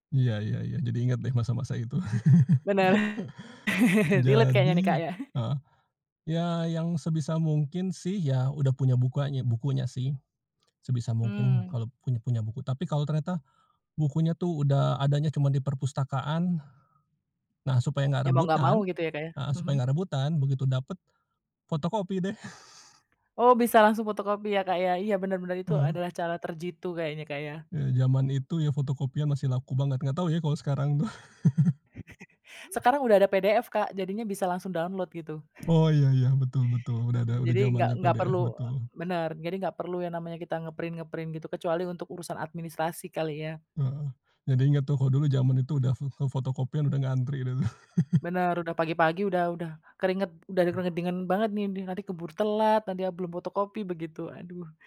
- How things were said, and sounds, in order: other background noise; laugh; in English: "Relate"; laugh; laugh; laugh; in English: "nge-print-nge-print"; laugh
- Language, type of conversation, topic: Indonesian, podcast, Apa strategi kamu untuk menghadapi ujian besar tanpa stres berlebihan?
- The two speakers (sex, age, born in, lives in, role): female, 35-39, Indonesia, Indonesia, host; male, 45-49, Indonesia, Indonesia, guest